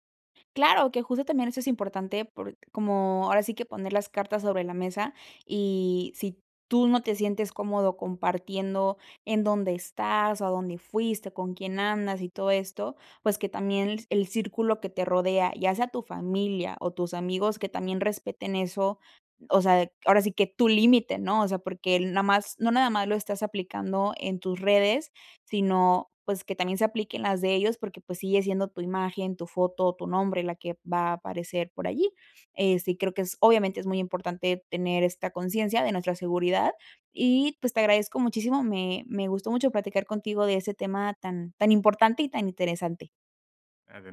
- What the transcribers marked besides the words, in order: other background noise; unintelligible speech
- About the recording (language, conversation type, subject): Spanish, podcast, ¿Qué límites pones entre tu vida en línea y la presencial?